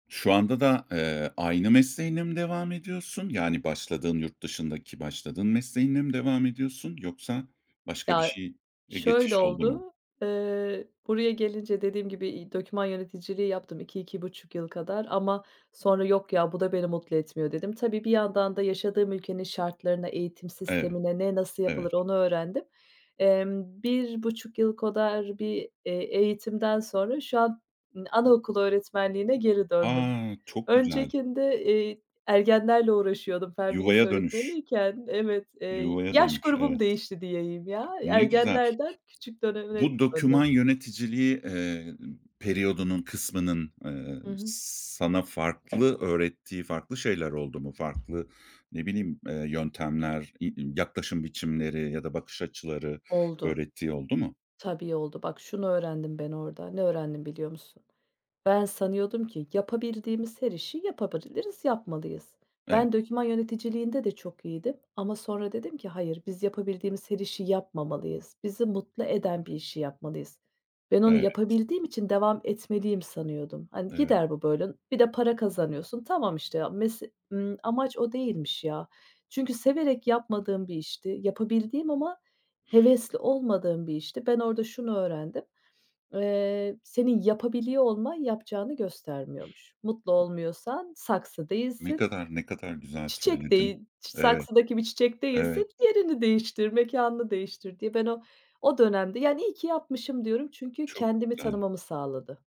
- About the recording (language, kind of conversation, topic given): Turkish, podcast, Kariyerine nasıl başladın, bize anlatır mısın?
- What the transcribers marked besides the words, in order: other background noise; tapping